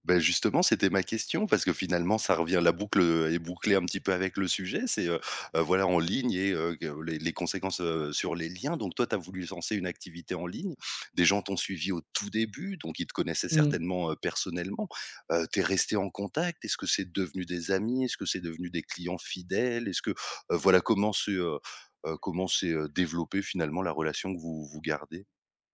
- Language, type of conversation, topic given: French, podcast, Est-ce que tu trouves que le temps passé en ligne nourrit ou, au contraire, vide les liens ?
- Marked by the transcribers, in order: tapping; "lancer" said as "zancer"; stressed: "tout début"